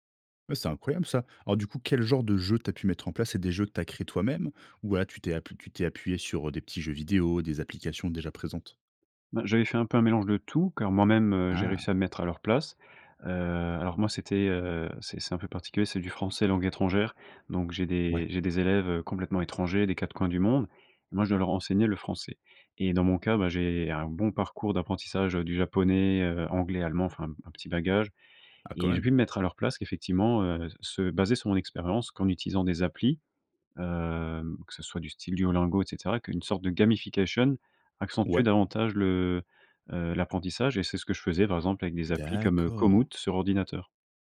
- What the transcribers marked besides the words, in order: drawn out: "Hem"; in English: "gamification"
- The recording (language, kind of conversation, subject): French, podcast, Comment le jeu peut-il booster l’apprentissage, selon toi ?